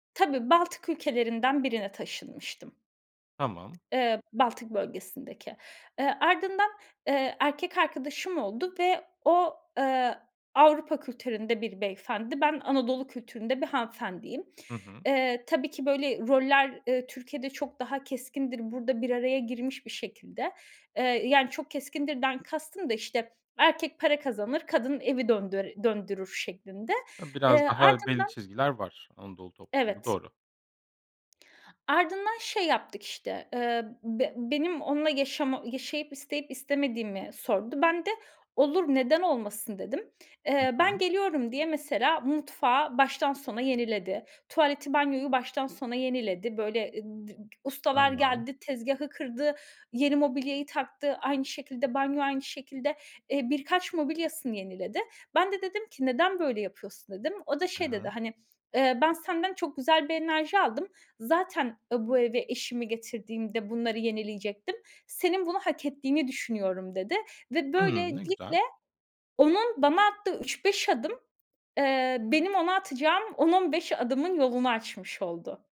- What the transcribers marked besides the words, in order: other background noise; "hanımefendiyim" said as "hanfendiyim"
- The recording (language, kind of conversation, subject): Turkish, podcast, Yeni bir kültürde kendinizi evinizde hissetmek için neler gerekir?